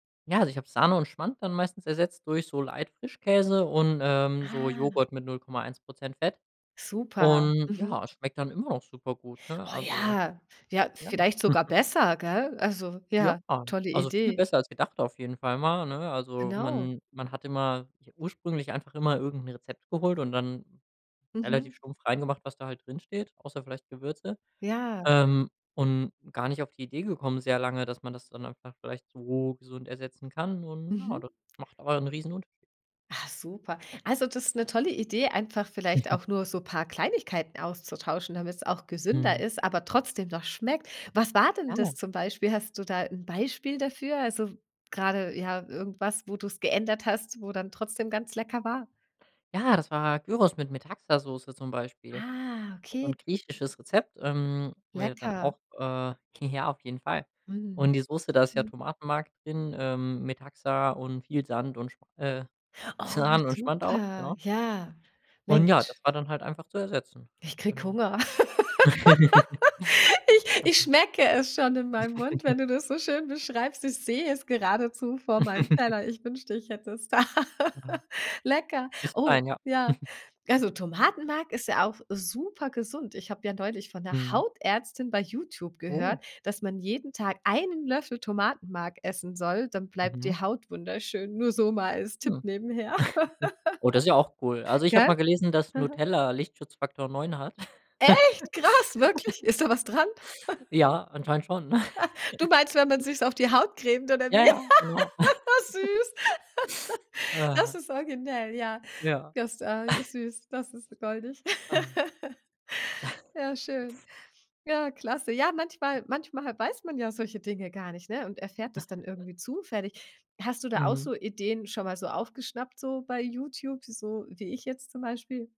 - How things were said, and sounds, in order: chuckle; drawn out: "so"; chuckle; drawn out: "Ah"; other background noise; laughing while speaking: "Ja"; laughing while speaking: "Sahne"; laugh; laughing while speaking: "Ich"; chuckle; unintelligible speech; chuckle; chuckle; laugh; chuckle; chuckle; laugh; surprised: "Echt, krass, wirklich?"; laugh; chuckle; chuckle; chuckle; laugh; snort; laugh; snort; chuckle
- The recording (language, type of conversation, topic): German, podcast, Wie entwickelst du eigene Rezepte?